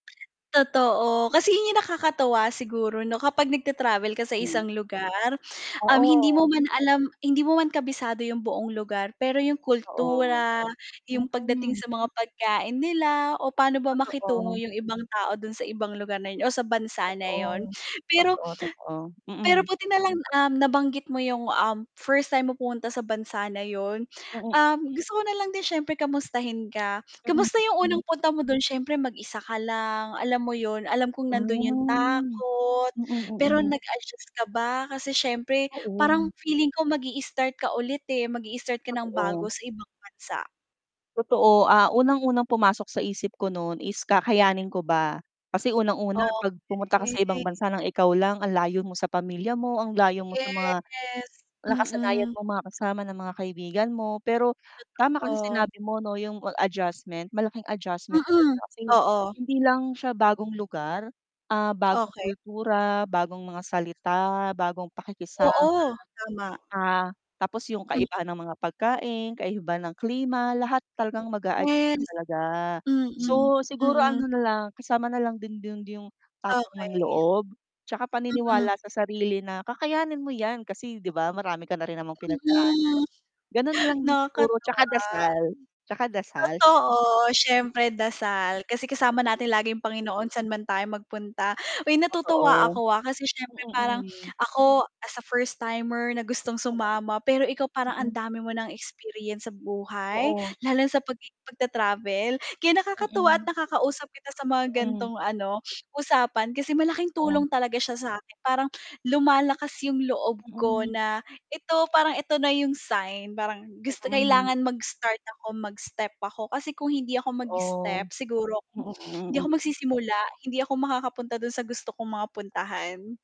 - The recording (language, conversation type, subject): Filipino, unstructured, Ano ang maipapayo mo sa mga gustong makipagsapalaran pero natatakot?
- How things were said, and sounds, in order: tapping; other background noise; static; distorted speech